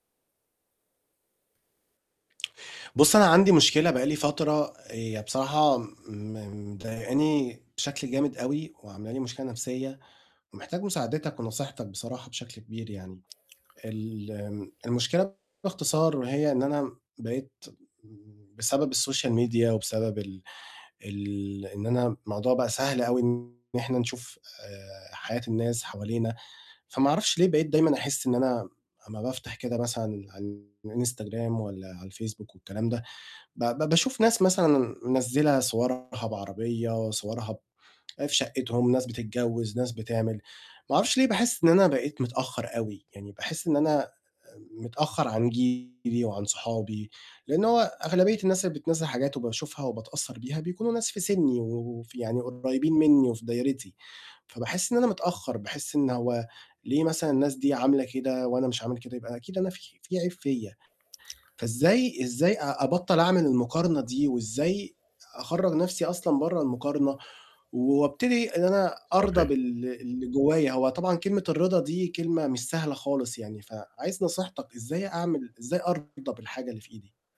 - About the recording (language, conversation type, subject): Arabic, advice, ازاي أبطل أقارن نفسي بالناس وأرضى باللي عندي؟
- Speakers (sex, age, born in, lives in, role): male, 25-29, Egypt, Egypt, user; male, 45-49, Egypt, Portugal, advisor
- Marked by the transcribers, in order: distorted speech; in English: "الsocial media"; tapping